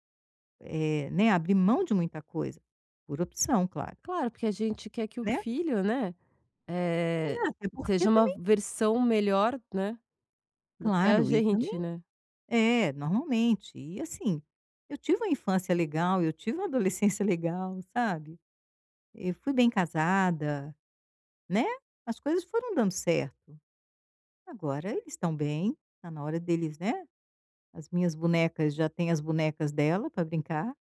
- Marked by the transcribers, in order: none
- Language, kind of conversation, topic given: Portuguese, advice, Como posso alinhar a minha carreira com o meu propósito?